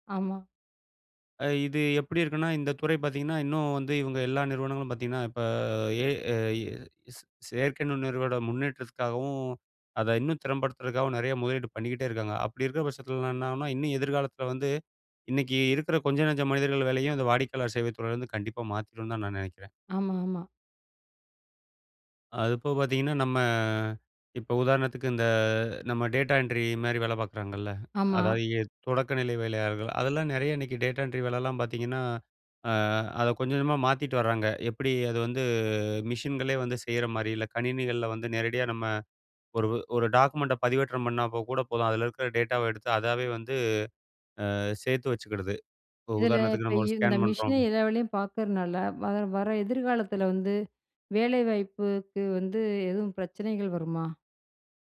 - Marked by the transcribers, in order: drawn out: "இப்ப"; in English: "ஏ. ஐ"; "பண்ணாக்கூட" said as "பண்ணாப்போகூட"
- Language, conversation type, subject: Tamil, podcast, எதிர்காலத்தில் செயற்கை நுண்ணறிவு நம் வாழ்க்கையை எப்படிப் மாற்றும்?